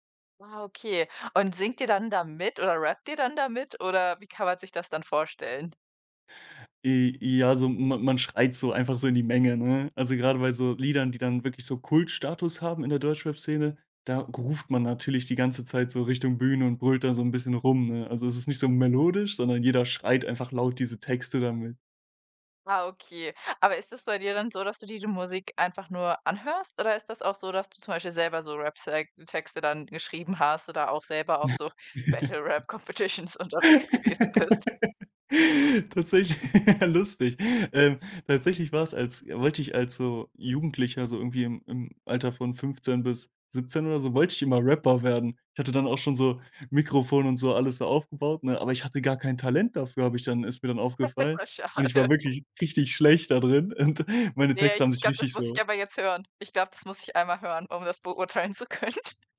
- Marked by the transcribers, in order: unintelligible speech; laugh; laughing while speaking: "Tatsächlich"; laughing while speaking: "Battle-Rap-Competitions unterwegs gewesen bist?"; in English: "Battle-Rap-Competitions"; laughing while speaking: "Das ist ja schade"; laughing while speaking: "drin und"; laughing while speaking: "zu können"
- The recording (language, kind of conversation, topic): German, podcast, Woran erinnerst du dich, wenn du an dein erstes Konzert zurückdenkst?